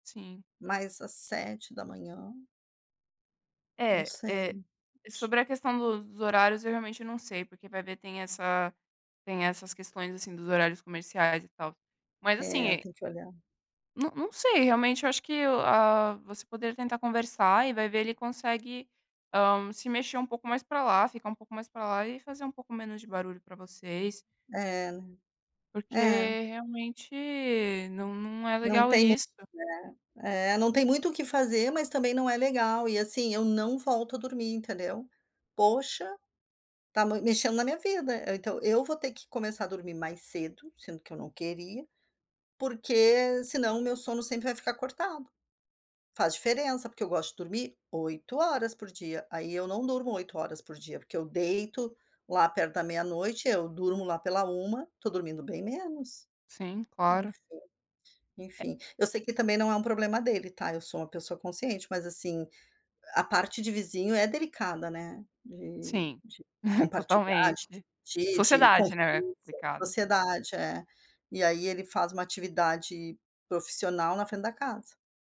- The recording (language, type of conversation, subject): Portuguese, advice, Como posso adormecer rapidamente, mas parar de acordar muito cedo e não conseguir voltar a dormir?
- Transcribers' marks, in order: unintelligible speech; tapping; chuckle